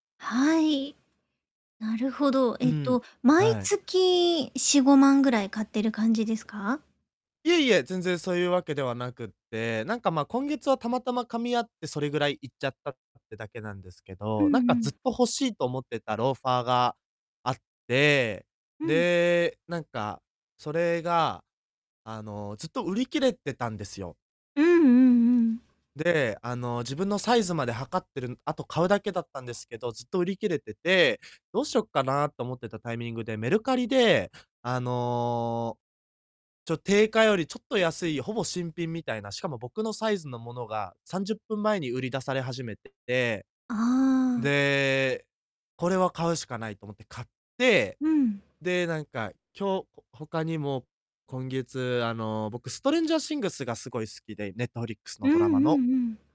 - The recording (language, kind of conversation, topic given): Japanese, advice, 予算内でおしゃれに買い物するにはどうすればいいですか？
- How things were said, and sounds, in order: static; distorted speech